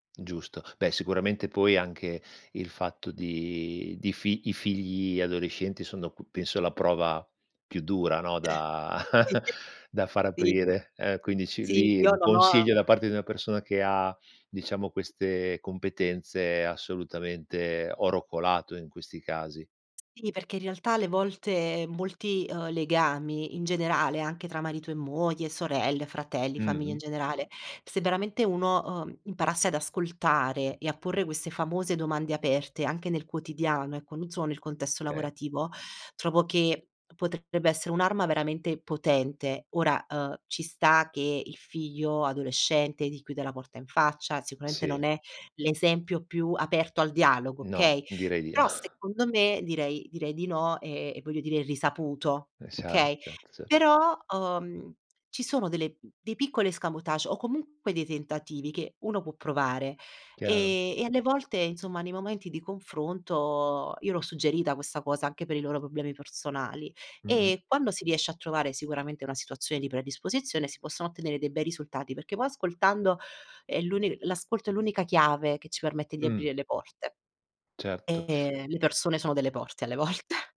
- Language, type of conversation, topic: Italian, podcast, Come fai a porre domande che aiutino gli altri ad aprirsi?
- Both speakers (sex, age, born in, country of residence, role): female, 30-34, Italy, Italy, guest; male, 45-49, Italy, Italy, host
- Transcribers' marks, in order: unintelligible speech; chuckle; "Okay" said as "kay"; sigh; unintelligible speech; other background noise; laughing while speaking: "volte"